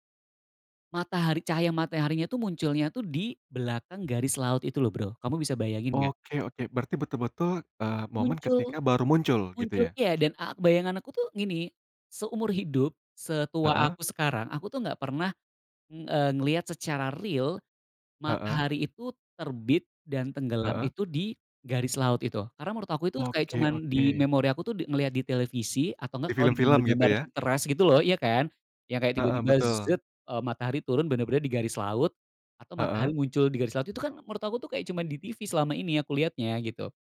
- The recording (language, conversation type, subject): Indonesian, podcast, Ceritakan momen matahari terbit atau terbenam yang paling kamu ingat?
- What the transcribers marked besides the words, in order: other noise